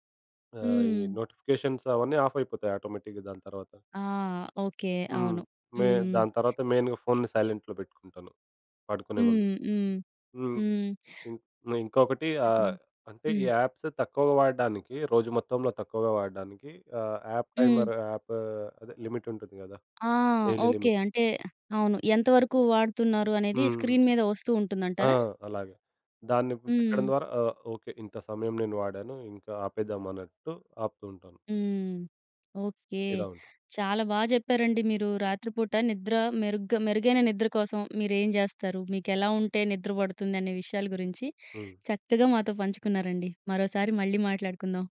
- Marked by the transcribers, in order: in English: "నోటిఫికేషన్స్"; in English: "ఆఫ్"; in English: "ఆటోమేటిక్‌గా"; in English: "మెయిన్‌గా"; in English: "సైలెంట్‌లో"; in English: "యాప్స్"; in English: "యాప్ టైమర్, యాప్"; in English: "లిమిట్"; tapping; in English: "డైలీ లిమిట్"; in English: "స్క్రీన్"
- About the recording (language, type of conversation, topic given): Telugu, podcast, రాత్రి బాగా నిద్రపోవడానికి మీకు ఎలాంటి వెలుతురు మరియు శబ్ద వాతావరణం ఇష్టం?